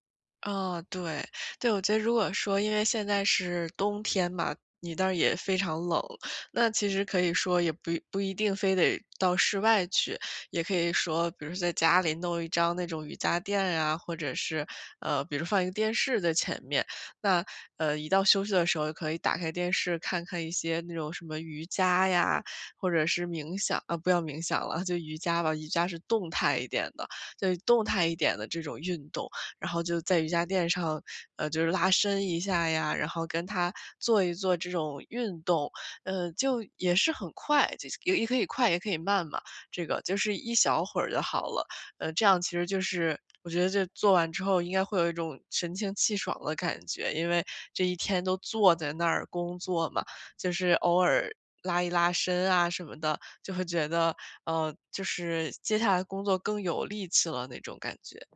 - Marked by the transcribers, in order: unintelligible speech
- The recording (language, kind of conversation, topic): Chinese, advice, 如何通过短暂休息来提高工作效率？